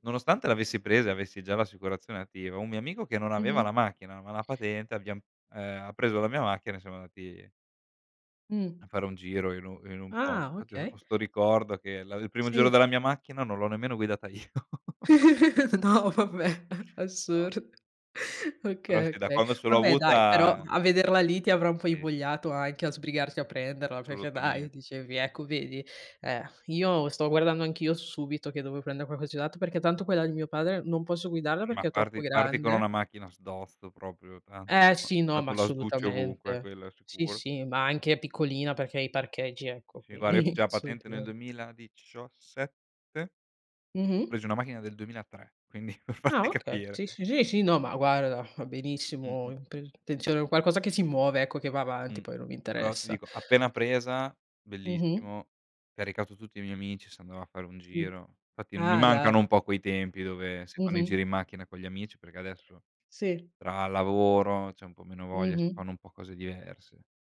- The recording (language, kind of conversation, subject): Italian, unstructured, Come ti piace passare il tempo con i tuoi amici?
- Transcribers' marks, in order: "andati" said as "anati"; laughing while speaking: "io"; laugh; laughing while speaking: "No, vabbè, assur"; chuckle; unintelligible speech; laughing while speaking: "tranto"; laughing while speaking: "quindi"; laughing while speaking: "quindi per farti"